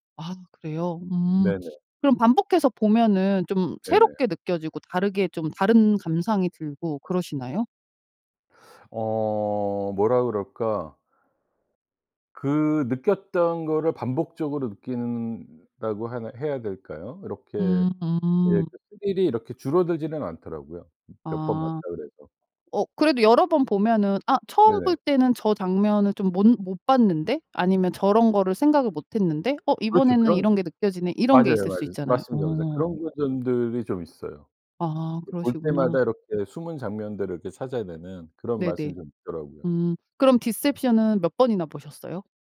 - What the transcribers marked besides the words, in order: none
- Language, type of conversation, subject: Korean, podcast, 가장 좋아하는 영화와 그 이유는 무엇인가요?